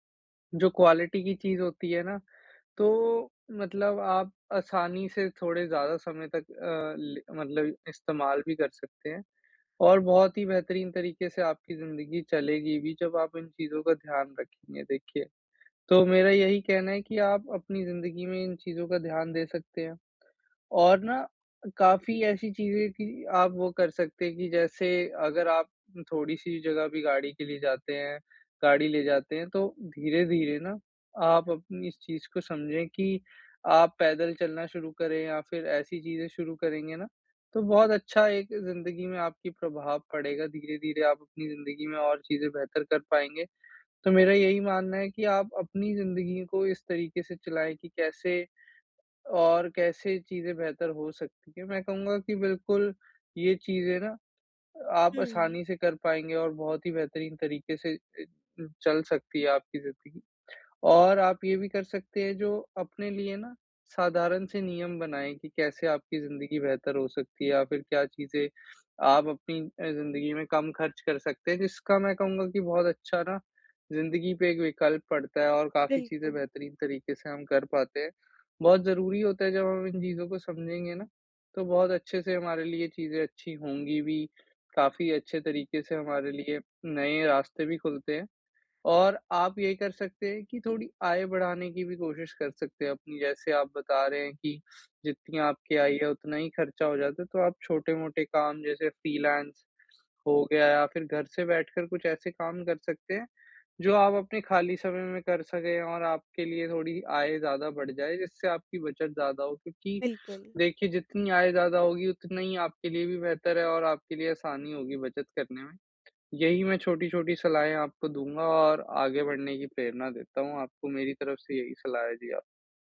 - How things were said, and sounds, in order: in English: "क्वालिटी"; tapping
- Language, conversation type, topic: Hindi, advice, कैसे तय करें कि खर्च ज़रूरी है या बचत करना बेहतर है?